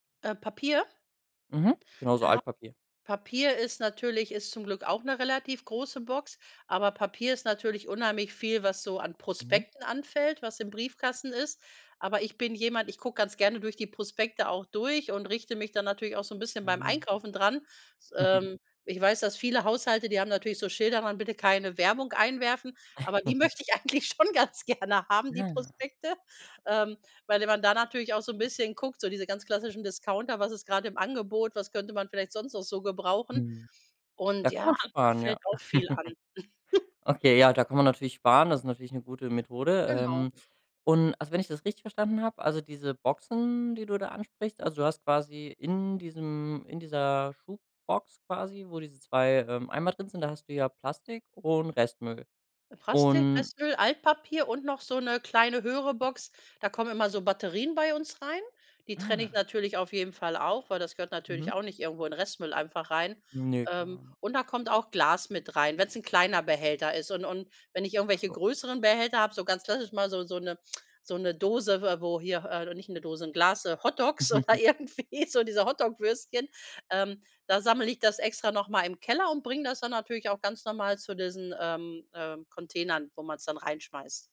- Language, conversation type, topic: German, podcast, Wie handhabst du Recycling und Mülltrennung zuhause?
- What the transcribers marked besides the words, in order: chuckle; giggle; laughing while speaking: "die möchte ich eigentlich schon ganz gerne haben, die Prospekte"; chuckle; "Plastik" said as "Prastik"; unintelligible speech; chuckle; laughing while speaking: "oder irgendwie"